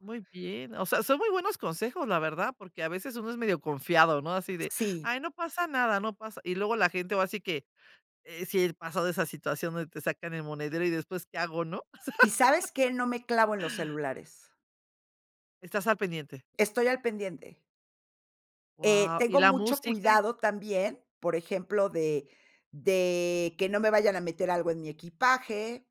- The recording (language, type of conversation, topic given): Spanish, podcast, ¿Cómo cuidas tu seguridad cuando viajas solo?
- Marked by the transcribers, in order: laugh